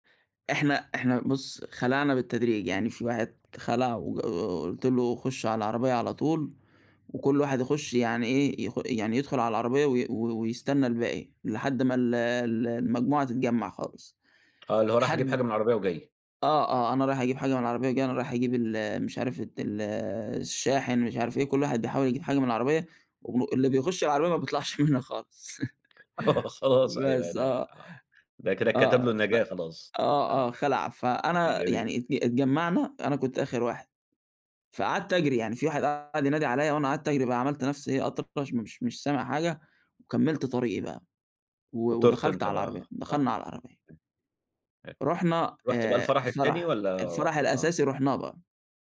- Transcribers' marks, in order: tapping; laughing while speaking: "ما بيطلَعش منها خالص"; laughing while speaking: "آه خلاص أيوه أنا"; laugh; other noise
- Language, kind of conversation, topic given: Arabic, podcast, إحكي عن موقف ضحكتوا فيه كلكم سوا؟